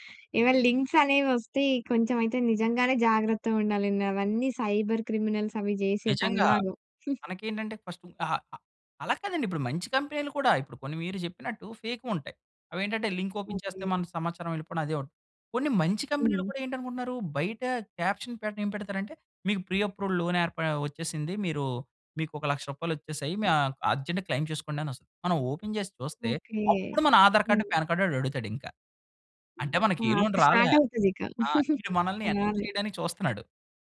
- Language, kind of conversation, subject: Telugu, podcast, ఆన్‌లైన్‌లో వచ్చిన సమాచారం నిజమా కాదా ఎలా నిర్ధారిస్తారు?
- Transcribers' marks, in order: in English: "లింక్స్"; in English: "సైబర్ క్రిమినల్స్"; chuckle; in English: "లింక్ ఓపెన్"; in English: "క్యాప్షన్"; in English: "ప్రీ అప్రూవడ్ లోన్"; in English: "అర్జెంట్‌గా క్లెయిమ్"; in English: "ఓపెన్"; in English: "పాన్ కార్డ్"; other background noise; in English: "స్టార్ట్"; in English: "లోన్"; chuckle; in English: "ఎంటర్"